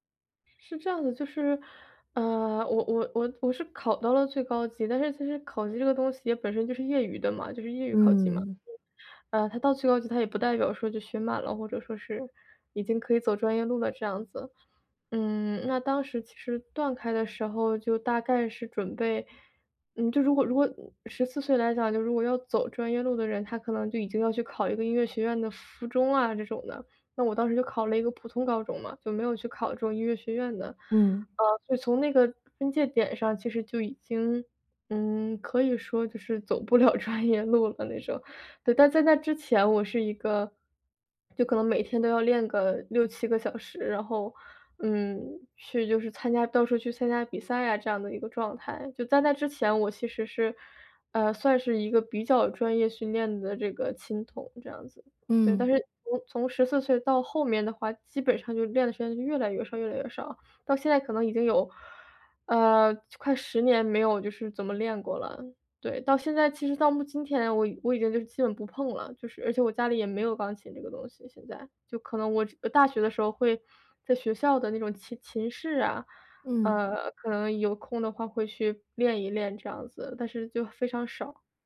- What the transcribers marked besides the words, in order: laughing while speaking: "走不了专业路了那种"
- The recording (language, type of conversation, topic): Chinese, advice, 我怎样才能重新找回对爱好的热情？